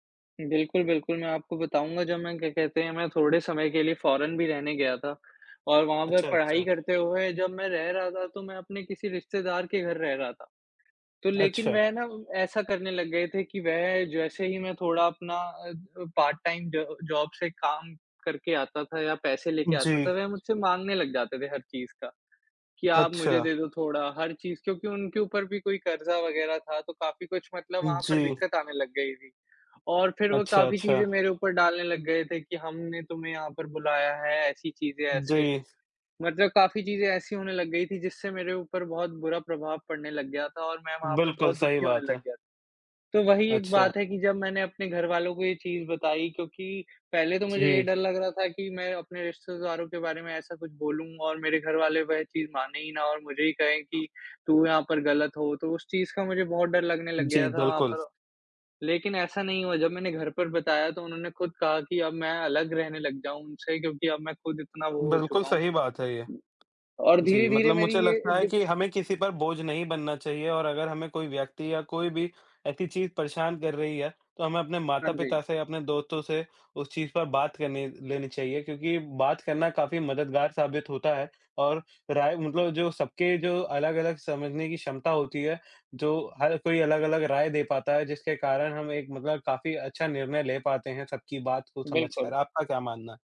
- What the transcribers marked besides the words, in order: tapping
- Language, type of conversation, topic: Hindi, unstructured, दोस्तों या परिवार से बात करना आपको कैसे मदद करता है?